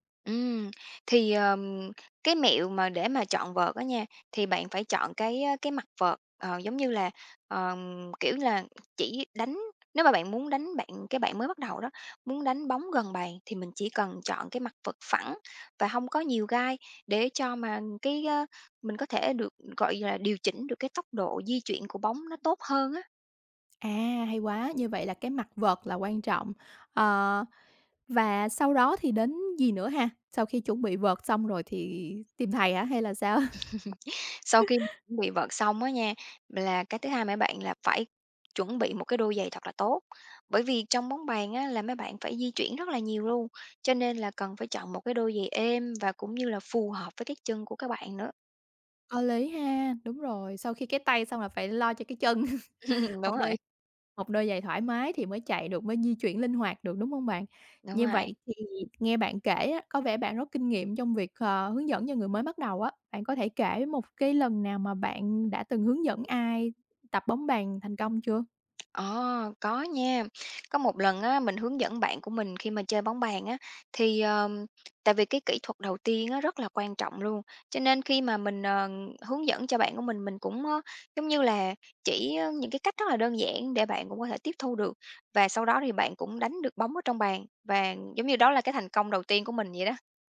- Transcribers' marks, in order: tapping; chuckle; laughing while speaking: "sao?"; chuckle; chuckle; other background noise
- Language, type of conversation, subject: Vietnamese, podcast, Bạn có mẹo nào dành cho người mới bắt đầu không?